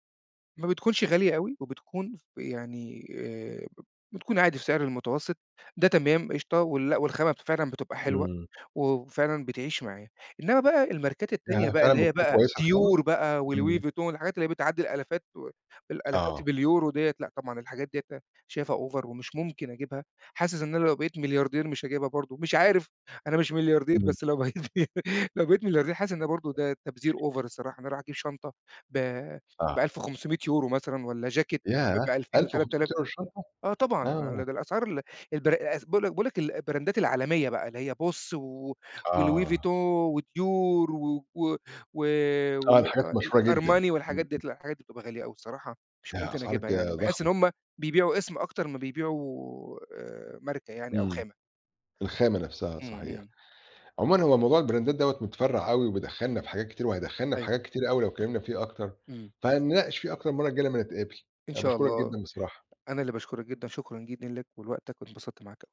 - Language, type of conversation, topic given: Arabic, podcast, إنت بتميل أكتر إنك تمشي ورا الترندات ولا تعمل ستايلك الخاص؟
- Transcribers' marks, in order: in English: "Over"; laughing while speaking: "لو لو بقيت مليارد"; other background noise; in English: "Over"; in English: "البراندات"; in English: "البرندات"; tapping